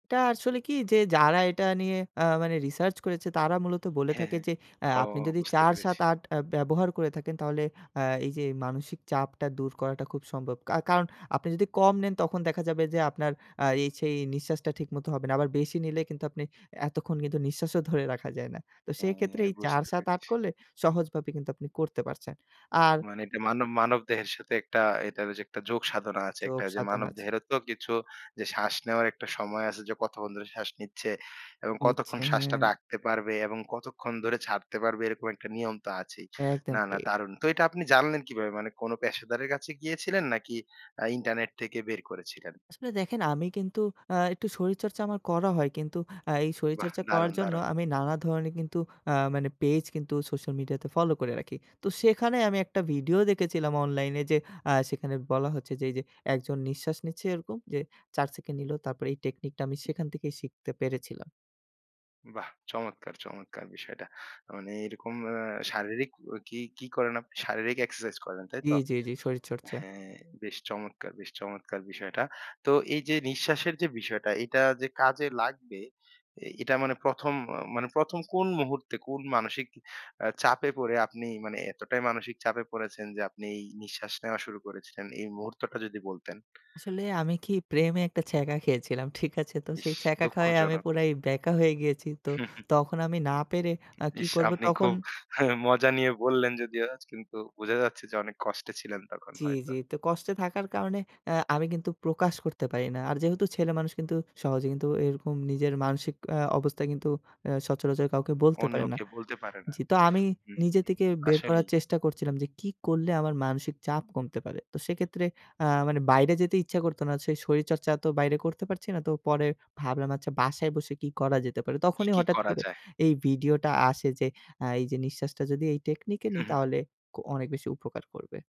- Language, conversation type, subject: Bengali, podcast, স্ট্রেসের মুহূর্তে আপনি কোন ধ্যানকৌশল ব্যবহার করেন?
- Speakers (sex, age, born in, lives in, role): male, 25-29, Bangladesh, Bangladesh, guest; male, 25-29, Bangladesh, Bangladesh, host
- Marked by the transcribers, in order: other background noise